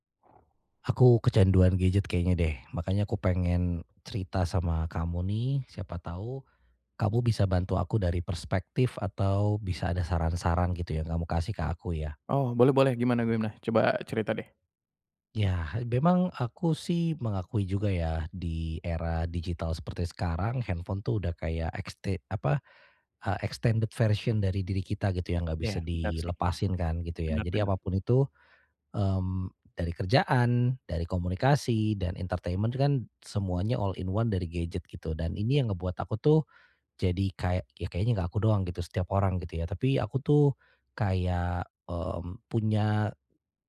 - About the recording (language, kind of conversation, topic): Indonesian, advice, Bagaimana cara tidur lebih nyenyak tanpa layar meski saya terbiasa memakai gawai di malam hari?
- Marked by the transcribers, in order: in English: "extended version"; in English: "entertainment"; in English: "all in one"